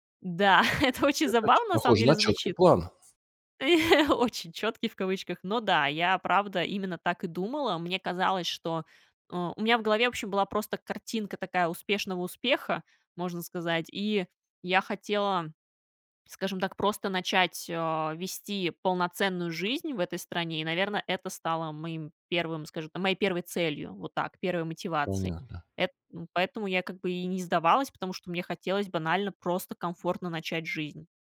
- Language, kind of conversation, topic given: Russian, podcast, Что мотивирует тебя продолжать, когда становится трудно?
- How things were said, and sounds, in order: laughing while speaking: "это очень забавно"; chuckle; tapping